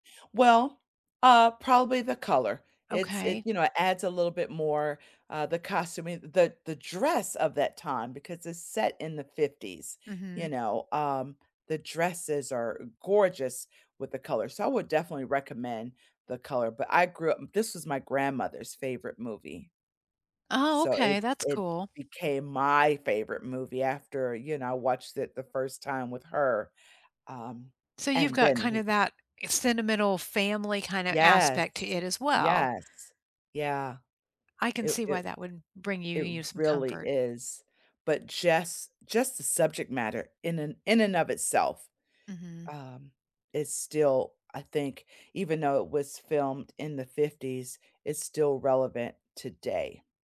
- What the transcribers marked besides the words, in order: tapping; stressed: "my"; other background noise
- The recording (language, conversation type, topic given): English, unstructured, What comfort movies do you rewatch when you need a lift?
- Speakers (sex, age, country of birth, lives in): female, 50-54, United States, United States; female, 65-69, United States, United States